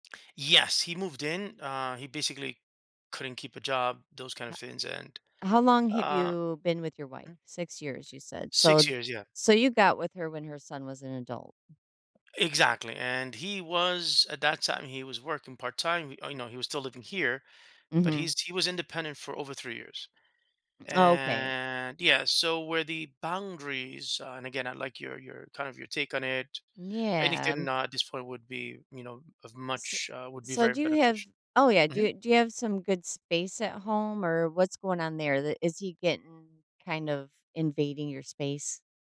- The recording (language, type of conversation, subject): English, advice, How can I set clearer boundaries without feeling guilty or harming my relationships?
- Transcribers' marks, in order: tapping; other background noise; drawn out: "And"